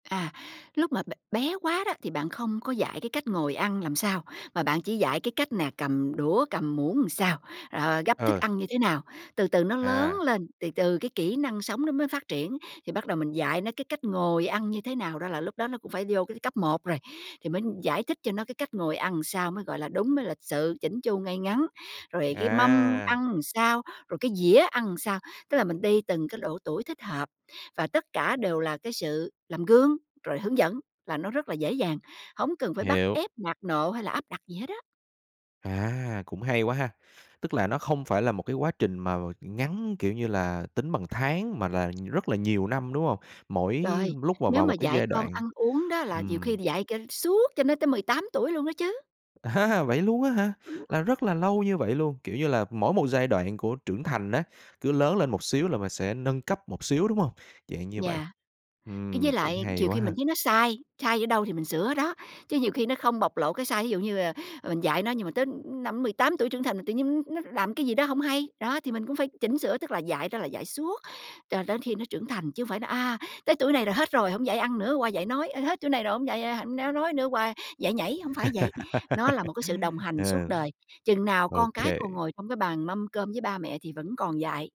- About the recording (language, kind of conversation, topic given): Vietnamese, podcast, Bạn dạy con các phép tắc ăn uống như thế nào?
- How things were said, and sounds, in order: tapping; laughing while speaking: "À ha"; other noise; other background noise; laugh